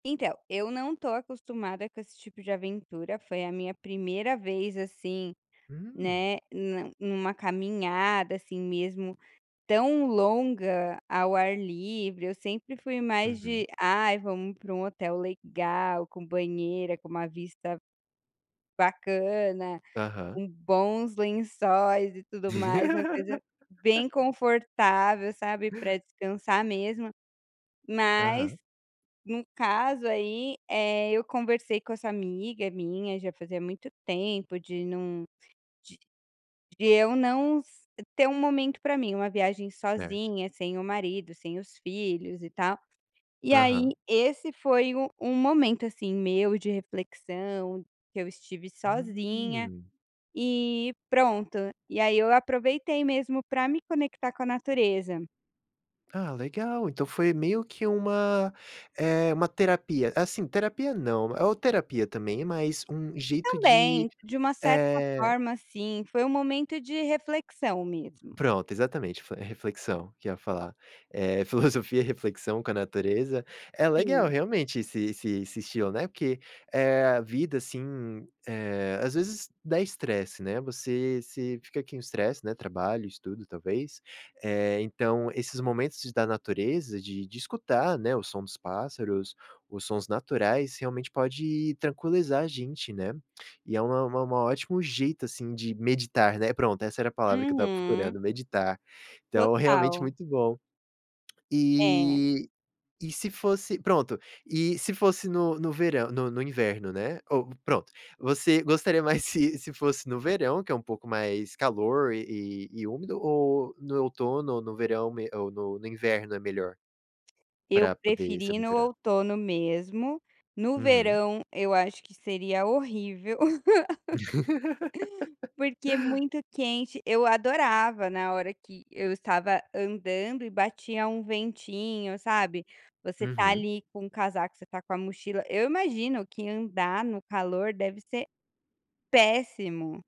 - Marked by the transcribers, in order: laugh; tapping; laugh
- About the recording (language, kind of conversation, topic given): Portuguese, podcast, Qual encontro com a natureza você nunca vai esquecer?